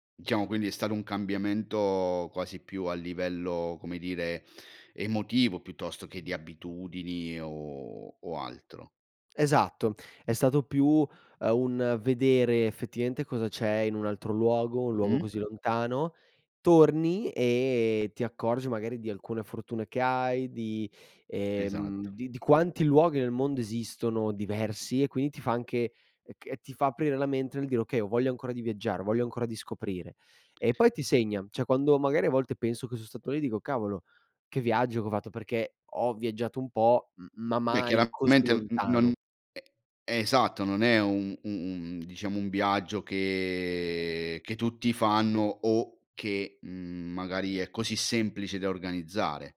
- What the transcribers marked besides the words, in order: drawn out: "cambiamento"; drawn out: "o"; "effettivamente" said as "effetiente"; drawn out: "e"; "Cioè" said as "ceh"; drawn out: "che"
- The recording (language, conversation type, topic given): Italian, podcast, Qual è il viaggio che ti ha cambiato la vita?